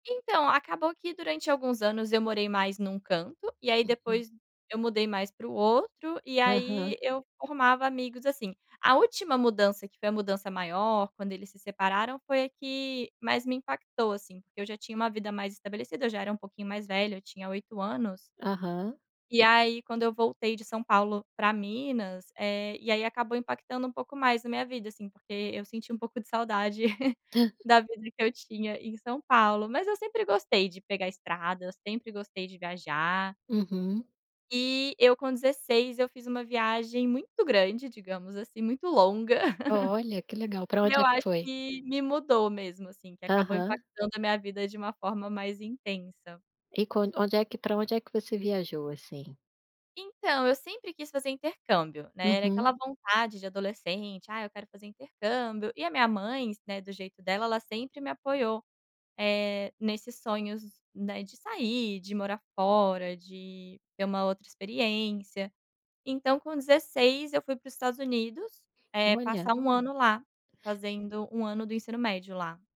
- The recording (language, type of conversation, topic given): Portuguese, podcast, Que viagem marcou você e mudou a sua forma de ver a vida?
- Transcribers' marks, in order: chuckle; laugh